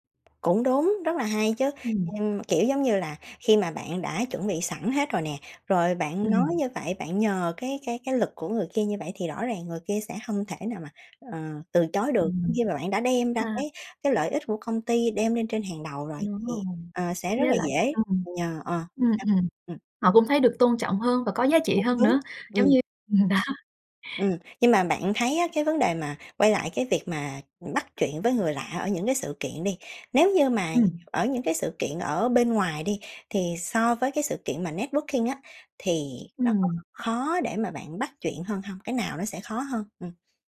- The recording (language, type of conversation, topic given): Vietnamese, podcast, Bạn bắt chuyện với người lạ ở sự kiện kết nối như thế nào?
- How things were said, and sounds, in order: tapping; unintelligible speech; laughing while speaking: "đó"; other background noise; in English: "networking"